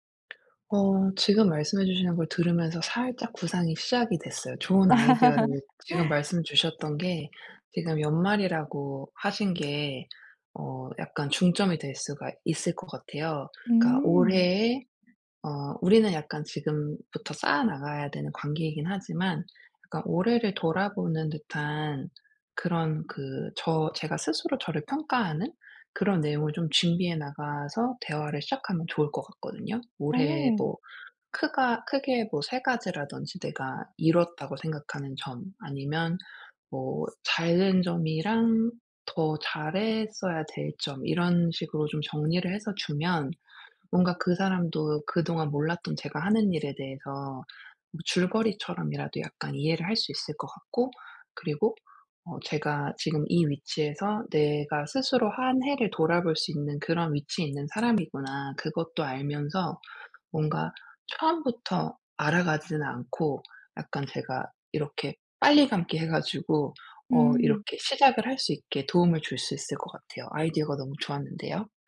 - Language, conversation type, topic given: Korean, advice, 멘토에게 부담을 주지 않으면서 효과적으로 도움을 요청하려면 어떻게 해야 하나요?
- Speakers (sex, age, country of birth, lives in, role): female, 25-29, South Korea, Malta, advisor; female, 40-44, South Korea, United States, user
- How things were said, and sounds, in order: tapping; other background noise; laugh